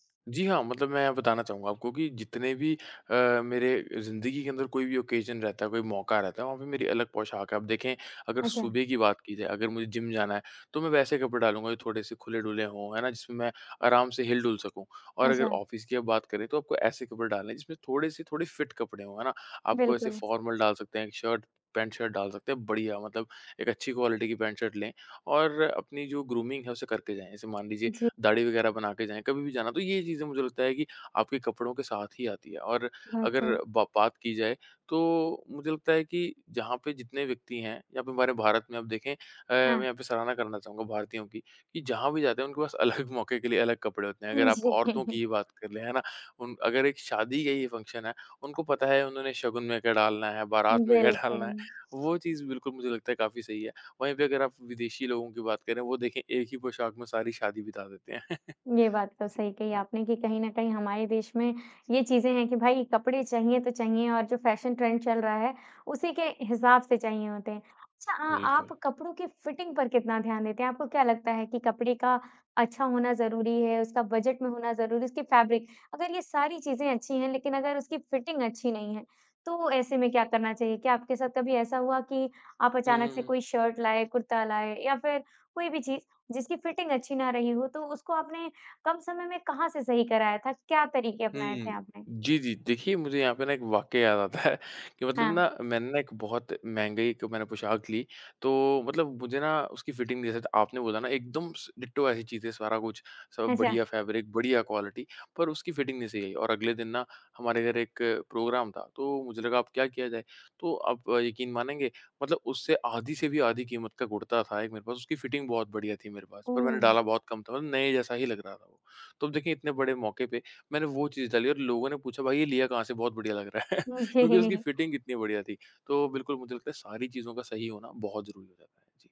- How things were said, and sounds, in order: in English: "ओकेज़न"; in English: "ऑफ़िस"; in English: "फ़ॉर्मल"; in English: "क्वालिटी"; in English: "ग्रूमिंग"; laughing while speaking: "अलग"; laughing while speaking: "जी"; in English: "फ़ंक्शन"; laughing while speaking: "डालना"; laugh; in English: "ट्रेंड"; in English: "फ़ैब्रिक"; laughing while speaking: "आता है"; in English: "फ़ैब्रिक"; in English: "क्वालिटी"; in English: "प्रोग्राम"; chuckle; laughing while speaking: "जी"
- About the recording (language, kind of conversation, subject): Hindi, podcast, फैशन के रुझानों का पालन करना चाहिए या अपना खुद का अंदाज़ बनाना चाहिए?